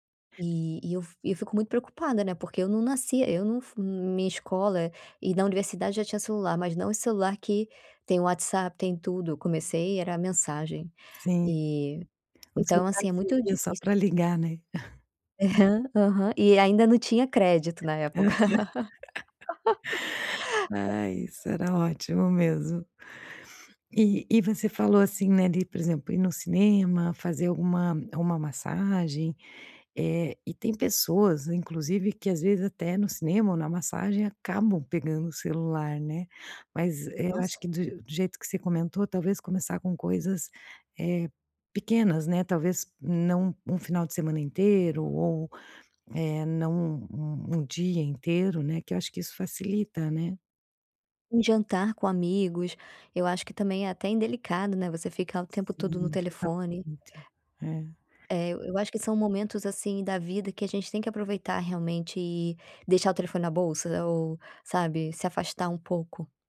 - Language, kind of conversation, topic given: Portuguese, podcast, Como você faz detox digital quando precisa descansar?
- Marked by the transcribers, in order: other background noise; tapping; chuckle; laughing while speaking: "Aham"; laugh